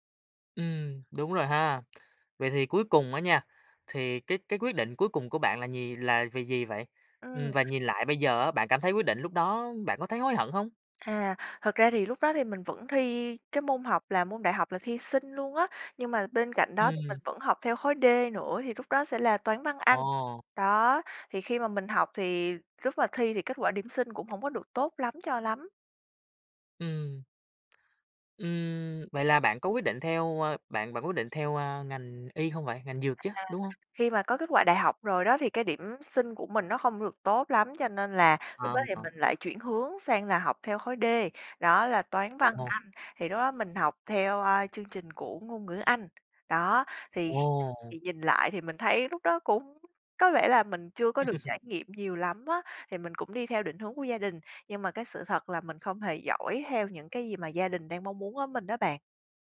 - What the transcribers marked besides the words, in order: tapping; other background noise; laugh
- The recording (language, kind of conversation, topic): Vietnamese, podcast, Gia đình ảnh hưởng đến những quyết định quan trọng trong cuộc đời bạn như thế nào?